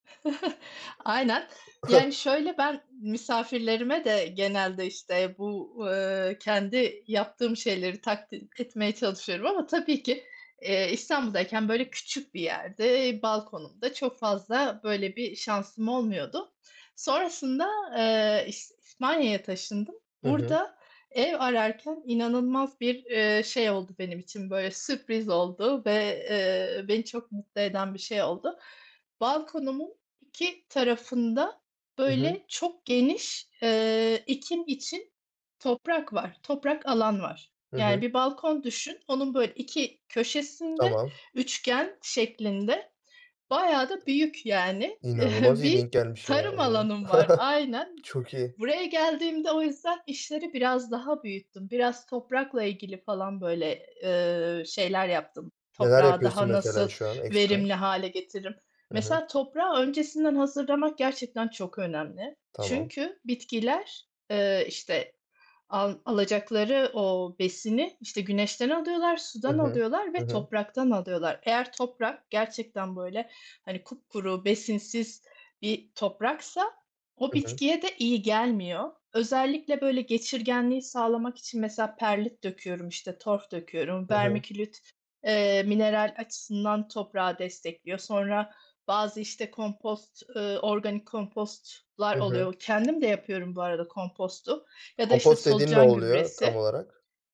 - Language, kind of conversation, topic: Turkish, podcast, Kentsel tarım ya da balkon bahçeciliği konusunda deneyiminiz nedir?
- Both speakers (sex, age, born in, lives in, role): female, 40-44, Turkey, Spain, guest; male, 20-24, Turkey, Germany, host
- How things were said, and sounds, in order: chuckle; other background noise; other noise; unintelligible speech; chuckle; chuckle; tapping; in German: "Torf"; in English: "vermiculite"